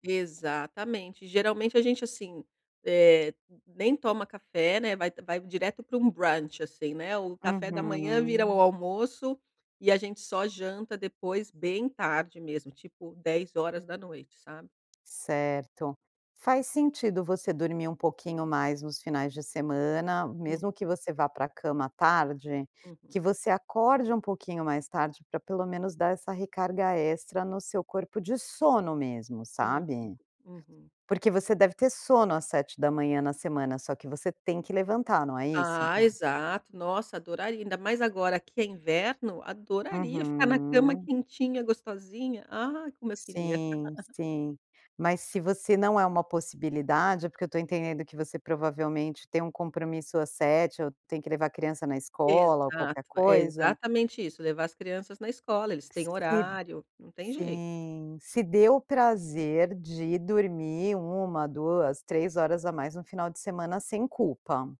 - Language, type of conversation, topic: Portuguese, advice, Como posso manter horários regulares mesmo com uma rotina variável?
- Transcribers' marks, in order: other background noise; giggle; "jeito" said as "jei"